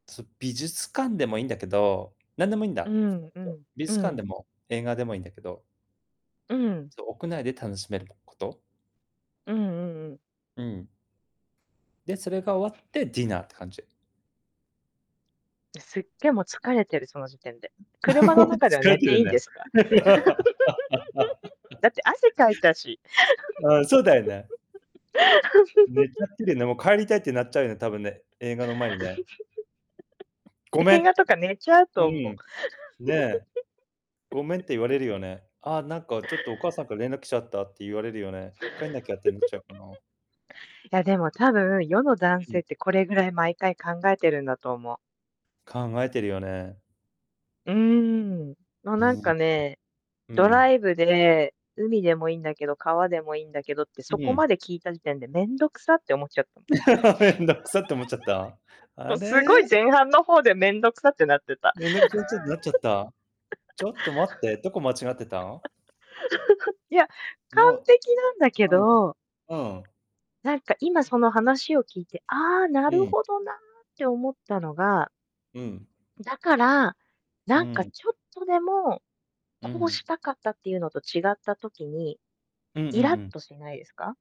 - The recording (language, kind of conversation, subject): Japanese, unstructured, 恋人と過ごす理想のデートはどんな感じですか？
- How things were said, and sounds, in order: unintelligible speech; laughing while speaking: "もう疲れてるんね"; laugh; laugh; laugh; giggle; giggle; giggle; unintelligible speech; laugh; laughing while speaking: "面倒くさ"; giggle; laughing while speaking: "もうすごい前半の方で面倒くさくなってた"; unintelligible speech; laugh; other background noise